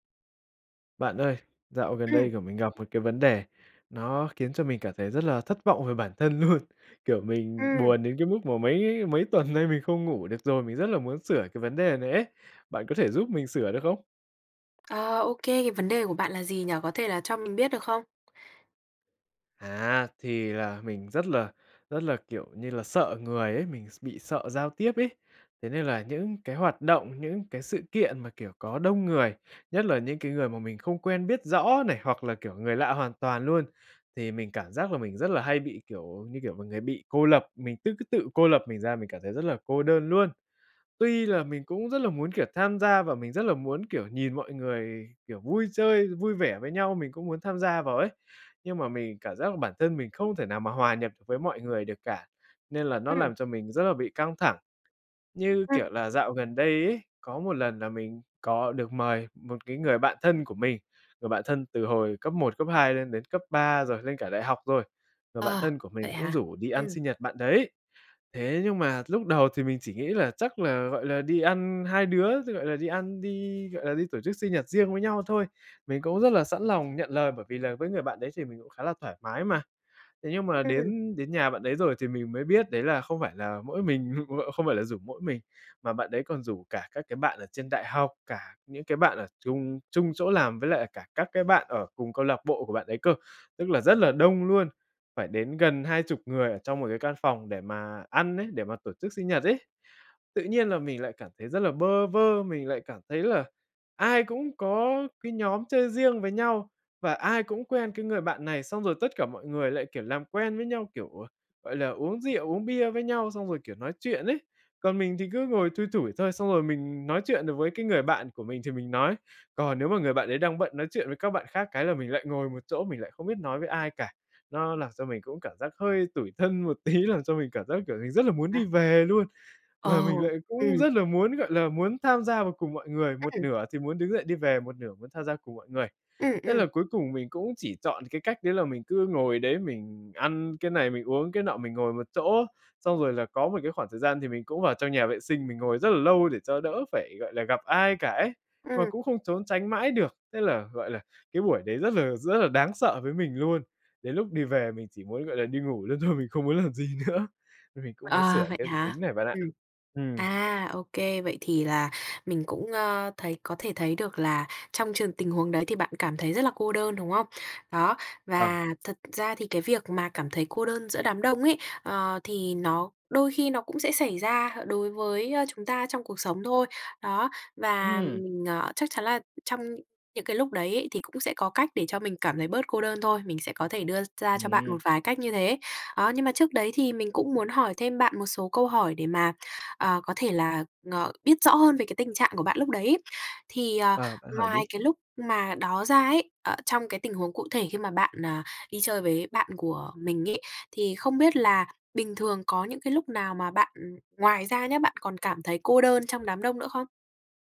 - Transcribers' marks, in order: laughing while speaking: "luôn"; laughing while speaking: "tuần nay"; tapping; laughing while speaking: "mình ờ"; laughing while speaking: "tí"; laughing while speaking: "thôi, mình không muốn làm gì nữa"
- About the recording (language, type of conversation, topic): Vietnamese, advice, Cảm thấy cô đơn giữa đám đông và không thuộc về nơi đó